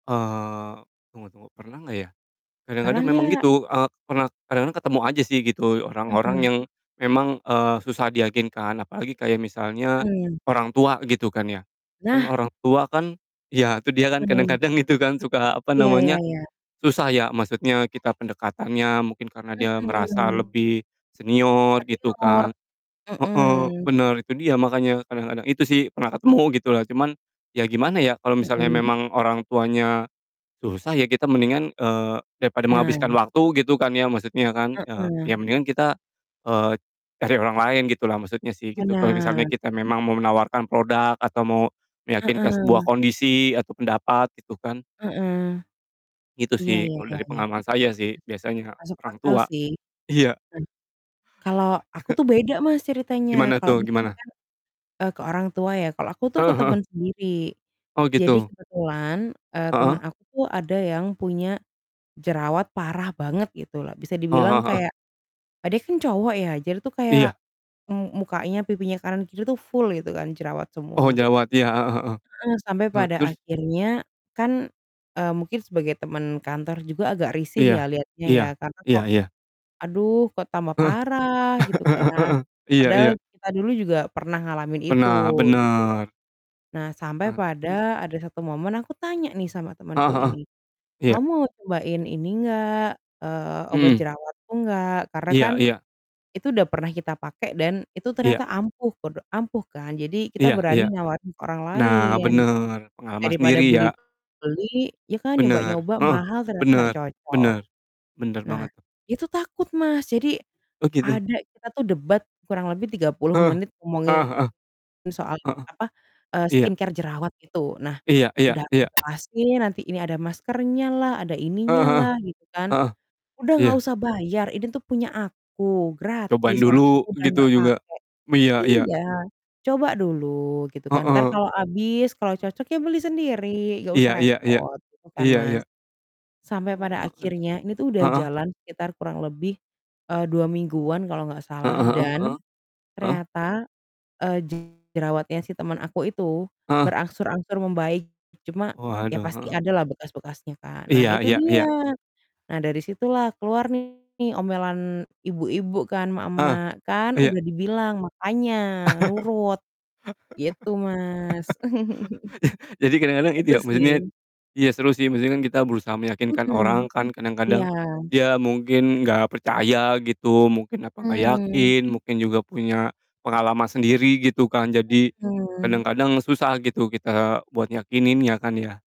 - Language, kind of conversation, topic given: Indonesian, unstructured, Bagaimana kamu bisa meyakinkan orang lain tanpa terlihat memaksa?
- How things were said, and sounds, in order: laughing while speaking: "gitu"; other background noise; distorted speech; static; chuckle; chuckle; in English: "skincare"; other noise; laugh; chuckle